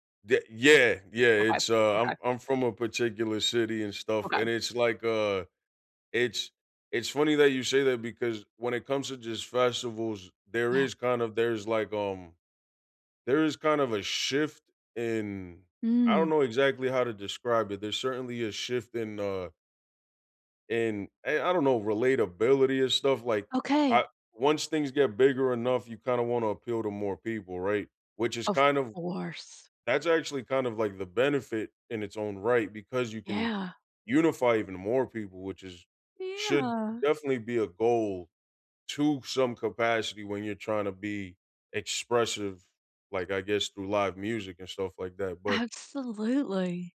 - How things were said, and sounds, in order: other background noise
- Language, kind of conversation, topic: English, unstructured, Should I pick a festival or club for a cheap solo weekend?
- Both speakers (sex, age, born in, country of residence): female, 40-44, United States, United States; male, 35-39, United States, United States